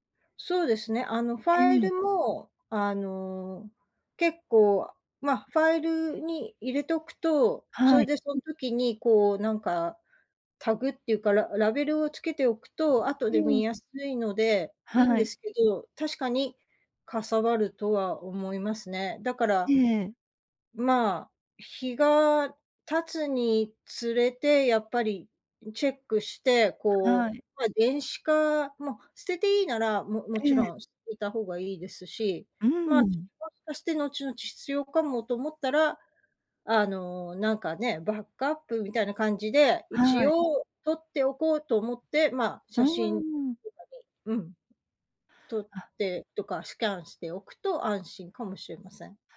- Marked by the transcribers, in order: unintelligible speech; other background noise
- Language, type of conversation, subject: Japanese, advice, 家でなかなかリラックスできないとき、どうすれば落ち着けますか？